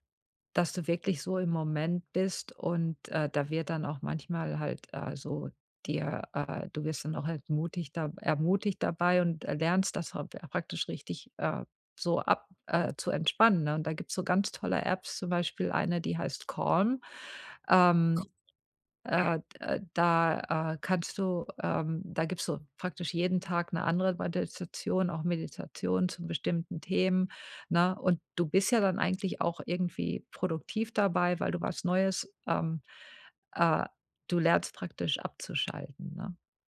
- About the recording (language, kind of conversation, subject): German, advice, Wie kann ich zu Hause trotz Stress besser entspannen?
- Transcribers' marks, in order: unintelligible speech; other noise; unintelligible speech